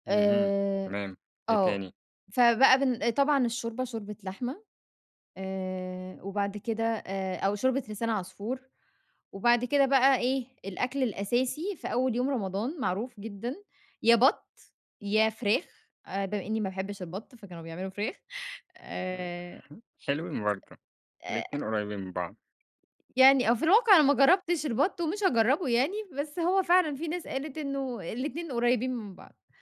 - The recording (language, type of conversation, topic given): Arabic, podcast, إيه أكلة من طفولتك لسه بتوحشك وبتشتاق لها؟
- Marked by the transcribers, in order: chuckle